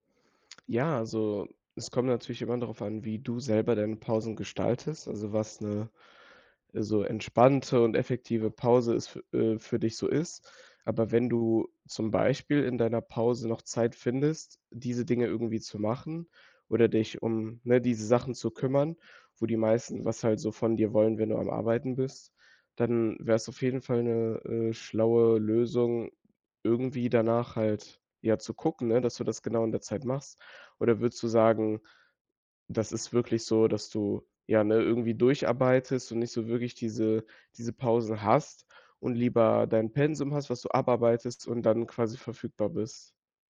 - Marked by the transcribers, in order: none
- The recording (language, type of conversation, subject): German, advice, Wie kann ich mit häufigen Unterbrechungen durch Kollegen oder Familienmitglieder während konzentrierter Arbeit umgehen?